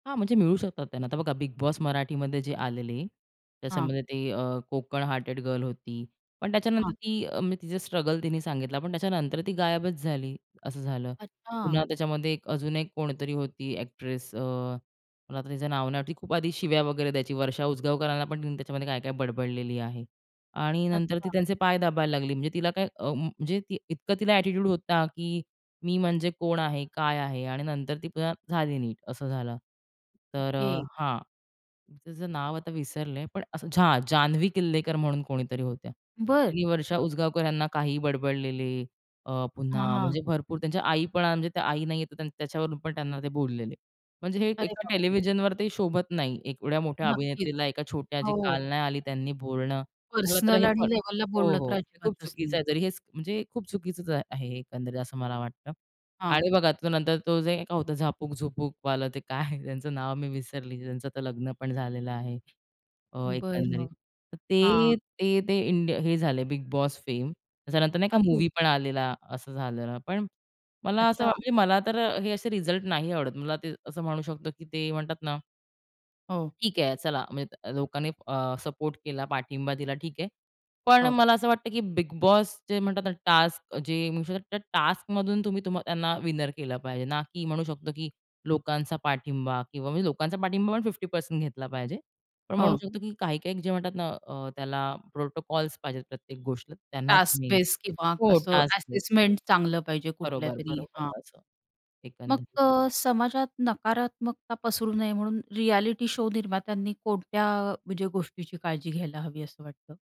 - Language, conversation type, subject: Marathi, podcast, टीव्हीवरील रिअॅलिटी कार्यक्रमांमुळे समाजात कोणते बदल घडतात, असे तुम्हाला वाटते?
- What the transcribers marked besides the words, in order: in English: "एटिट्यूड"; cough; tapping; other noise; in English: "टास्क"; in English: "टास्क"; in English: "विनर"; in English: "फिफ्टी पर्सेंट"; in English: "प्रोटोकॉल्स"; in English: "टास्क बेस"; in English: "टास्क बेस"; in English: "असेसमेंट"; in English: "रियलिटी शो"